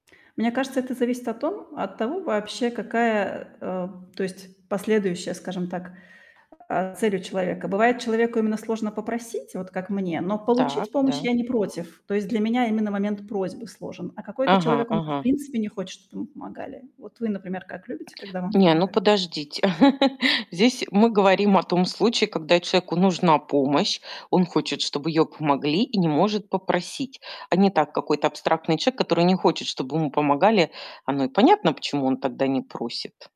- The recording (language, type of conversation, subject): Russian, unstructured, Как вы думаете, почему людям бывает сложно просить о помощи?
- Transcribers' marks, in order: distorted speech; tapping; chuckle